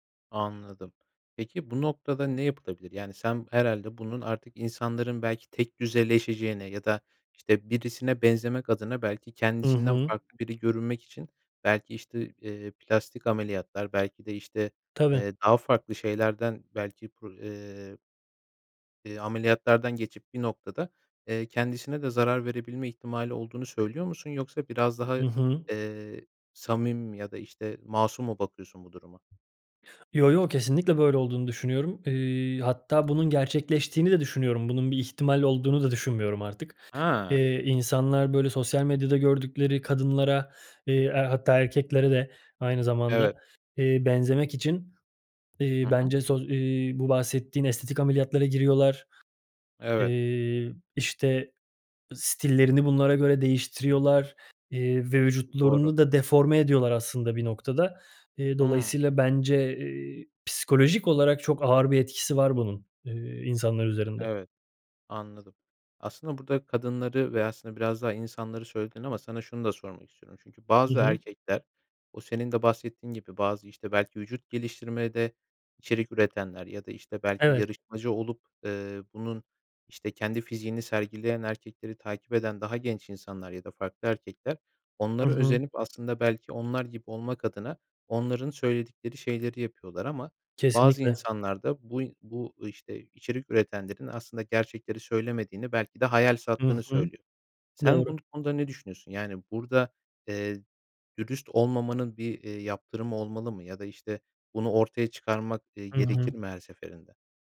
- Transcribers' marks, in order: none
- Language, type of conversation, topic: Turkish, podcast, Sosyal medyada gerçeklik ile kurgu arasındaki çizgi nasıl bulanıklaşıyor?